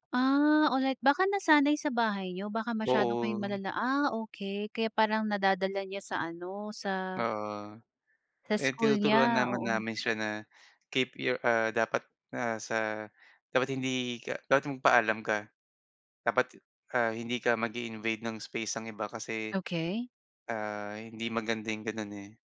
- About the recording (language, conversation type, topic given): Filipino, advice, Paano ako mananatiling kalmado at nakatuon kapag sobra ang pagkabahala ko?
- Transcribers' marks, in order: tapping